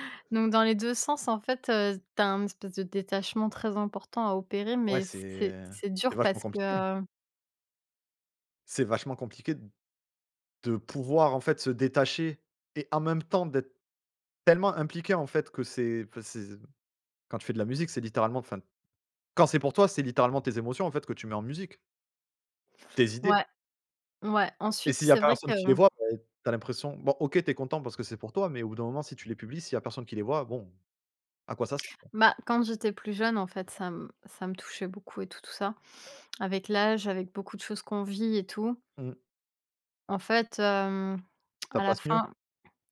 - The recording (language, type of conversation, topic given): French, unstructured, Accordez-vous plus d’importance à la reconnaissance externe ou à la satisfaction personnelle dans votre travail ?
- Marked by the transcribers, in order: tapping